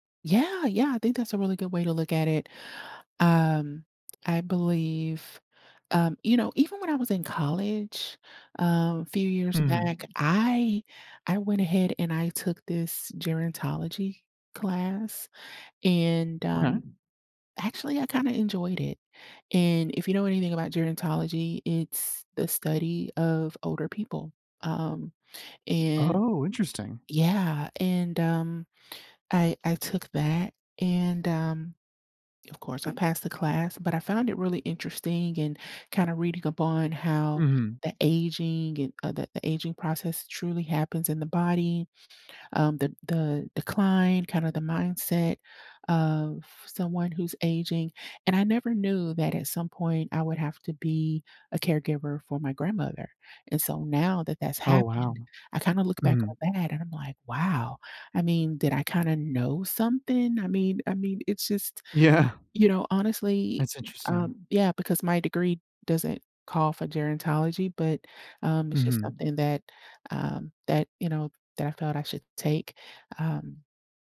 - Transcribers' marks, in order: other background noise; tapping; laughing while speaking: "Yeah"
- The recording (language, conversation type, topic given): English, unstructured, How should I approach conversations about my aging and health changes?